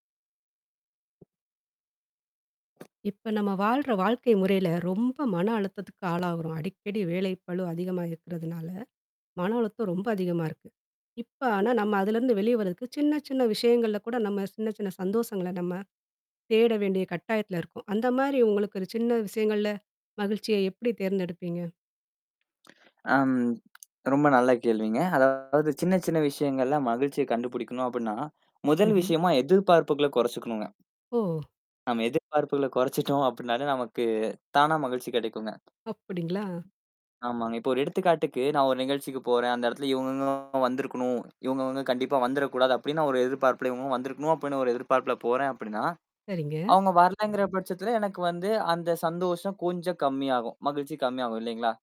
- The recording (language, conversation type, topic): Tamil, podcast, அன்றாட வாழ்க்கையின் சாதாரண நிகழ்வுகளிலேயே மகிழ்ச்சியை எப்படிக் கண்டுபிடிக்கலாம்?
- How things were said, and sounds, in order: tapping; other noise; mechanical hum; swallow; distorted speech; surprised: "ஓ!"; laughing while speaking: "குறைச்சுட்டோம் அப்படினாலே, நமக்கு தானா"; static